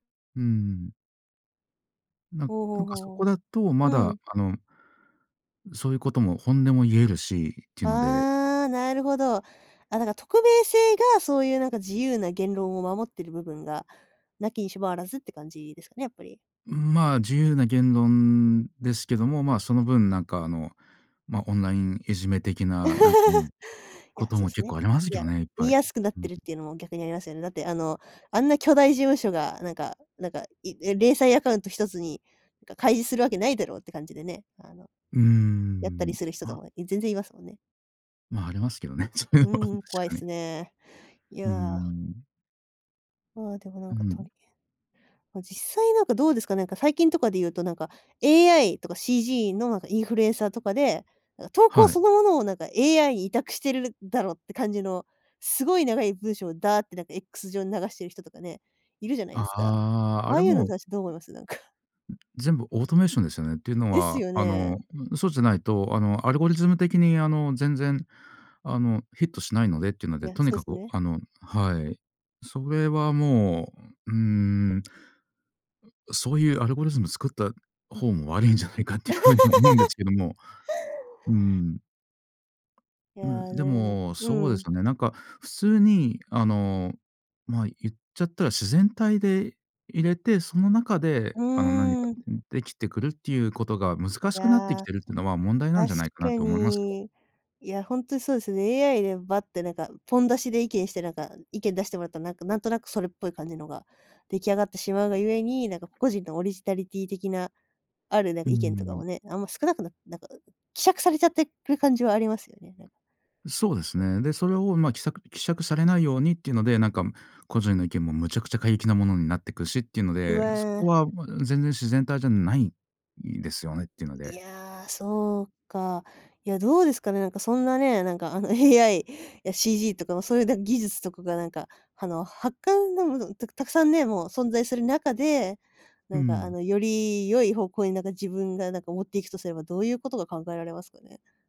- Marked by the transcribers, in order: other background noise; laugh; tapping; laughing while speaking: "そういうのは"; in English: "インフルエンサー"; laughing while speaking: "なんか"; in English: "オートメーション"; laughing while speaking: "悪いんじゃないかっていう風にも"; laugh; laughing while speaking: "AIや"
- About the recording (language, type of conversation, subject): Japanese, podcast, AIやCGのインフルエンサーをどう感じますか？